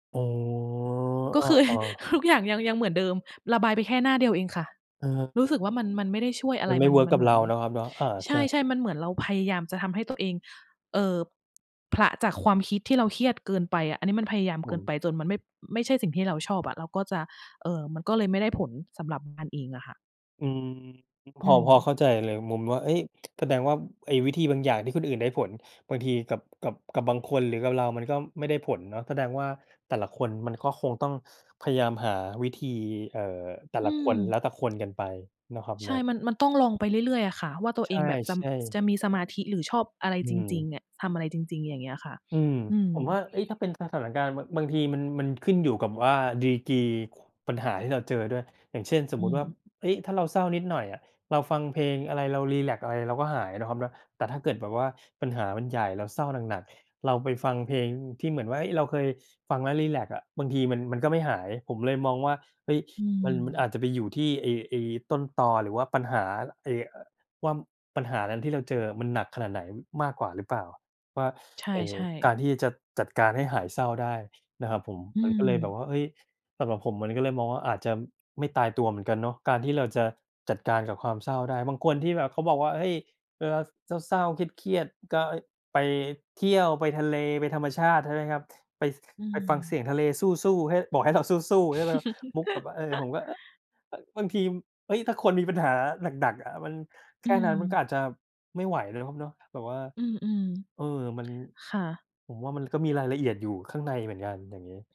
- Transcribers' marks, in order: drawn out: "อ๋อ"; chuckle; laughing while speaking: "ทุกอย่าง"; tapping; unintelligible speech; tsk; "ว่า" said as "ว่าม"; chuckle
- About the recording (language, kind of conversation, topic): Thai, unstructured, คุณรับมือกับความเศร้าอย่างไร?